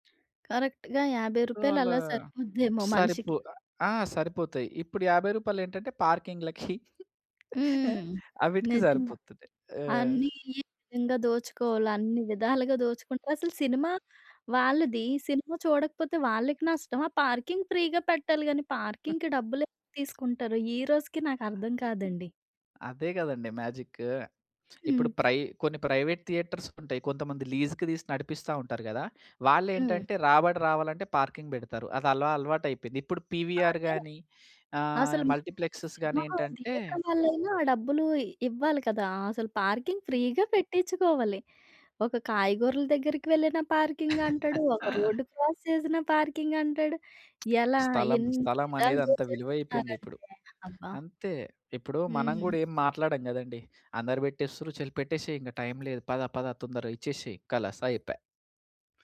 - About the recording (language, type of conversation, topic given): Telugu, podcast, మీకు మొదటిసారి చూసిన సినిమా గుర్తుందా, అది చూసినప్పుడు మీకు ఎలా అనిపించింది?
- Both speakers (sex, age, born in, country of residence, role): female, 30-34, India, India, host; male, 25-29, India, India, guest
- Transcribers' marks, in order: in English: "కరెక్ట్‌గా"; in English: "సో"; in English: "పార్కింగ్‌లకి"; giggle; tapping; in English: "పార్కింగ్ ఫ్రీగా"; in English: "పార్కింగ్‌కి"; chuckle; in English: "ప్రైవేట్ థియేటర్స్"; in English: "లీజ్‌కి"; other background noise; in English: "రాబడి"; in English: "పార్కింగ్"; in English: "పీవీఆర్"; in English: "సినిమా హాల్ థియేటర్"; in English: "మల్టీప్లెక్స్"; in English: "పార్కింగ్ ఫ్రీ‌గా"; in English: "పార్కింగ్"; chuckle; in English: "క్రాస్"; in English: "పార్కింగ్"; lip smack; in Hindi: "చెల్"; in Hindi: "కలాస్"